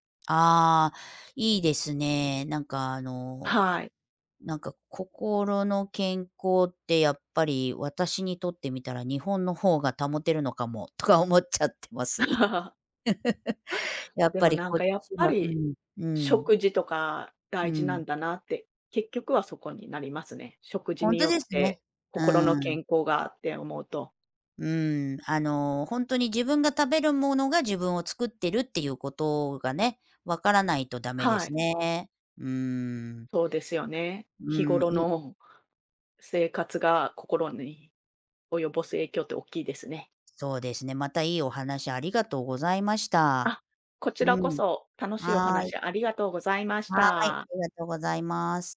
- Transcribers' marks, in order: laughing while speaking: "とか思っちゃってます"; chuckle; other background noise
- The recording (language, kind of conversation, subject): Japanese, unstructured, 心の健康を保つために、日常でどんなことに気をつけていますか？